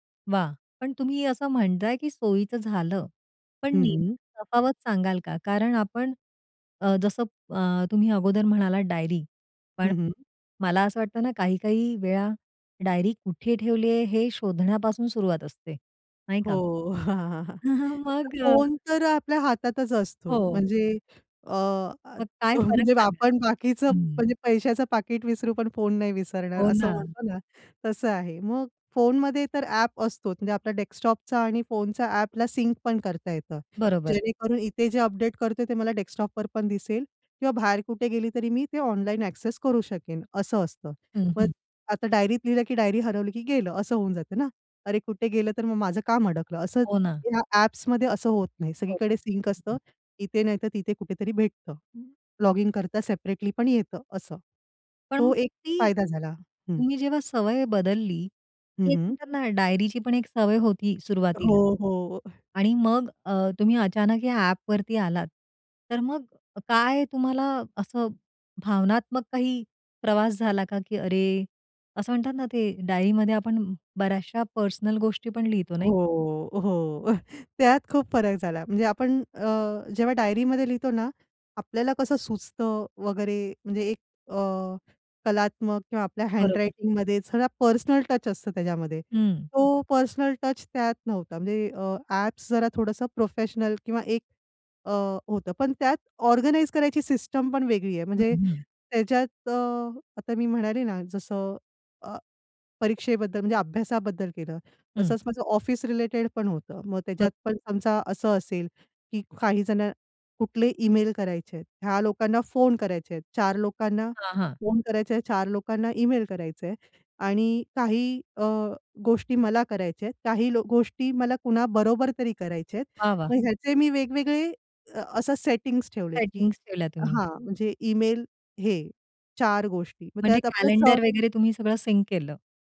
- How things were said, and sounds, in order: chuckle; in English: "डेक्सटॉपचा"; "डेस्कटॉपचा" said as "डेक्सटॉपचा"; in English: "सिंक"; in English: "अपडेट"; in English: "डेक्सटॉप"; "डेस्कटॉप" said as "डेक्सटॉप"; in English: "ॲक्सेस"; other background noise; in English: "सिंक"; in English: "सेपरेटली"; chuckle; in English: "हँडरायटिंगमध्ये"; in English: "टच"; in English: "टच"; in English: "ऑर्गनाइज"; in English: "सिंक"
- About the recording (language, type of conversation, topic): Marathi, podcast, कुठल्या कामांची यादी तयार करण्याच्या अनुप्रयोगामुळे तुमचं काम अधिक सोपं झालं?